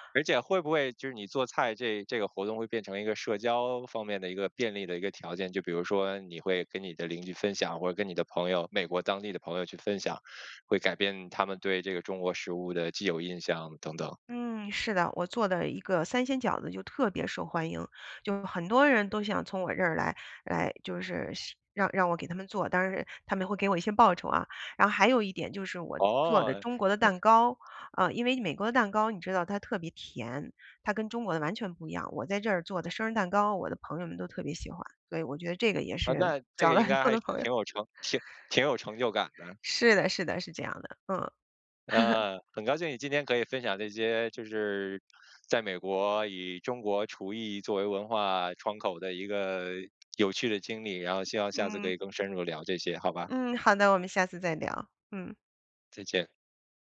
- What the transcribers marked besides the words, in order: other background noise; laughing while speaking: "交了很多的朋友"; laugh
- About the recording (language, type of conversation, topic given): Chinese, podcast, 你平时如何规划每周的菜单？